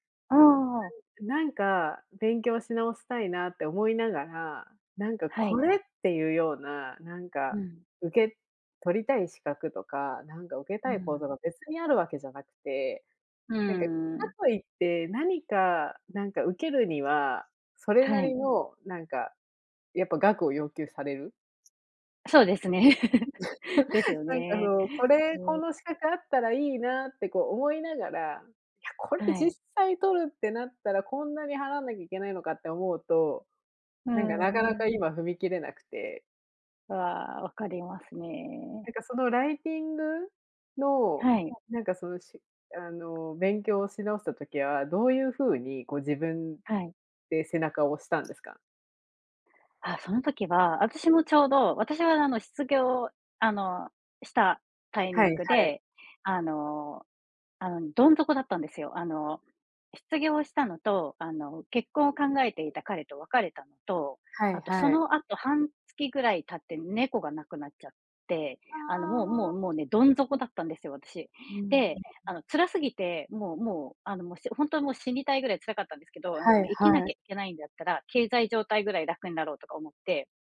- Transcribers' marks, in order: giggle; tapping; other background noise; other noise
- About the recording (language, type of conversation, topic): Japanese, unstructured, お金の使い方で大切にしていることは何ですか？